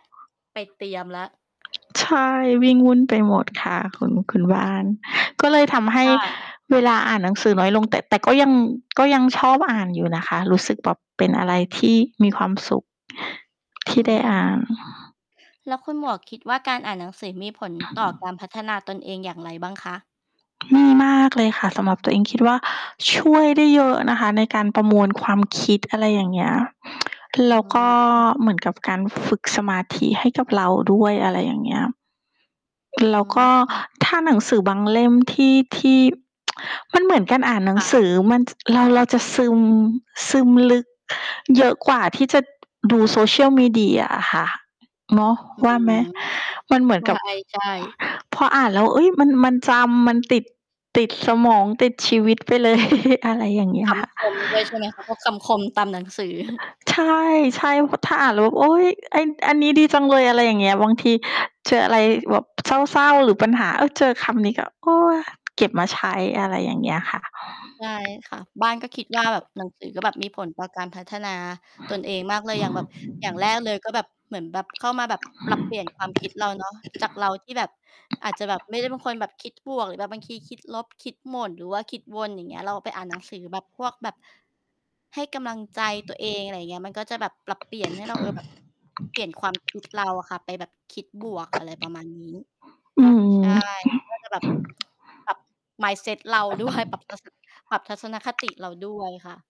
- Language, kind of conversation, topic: Thai, unstructured, คุณเลือกหนังสือมาอ่านในเวลาว่างอย่างไร?
- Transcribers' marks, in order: tapping; other background noise; background speech; distorted speech; tsk; tsk; chuckle; chuckle; mechanical hum; other noise; tsk; chuckle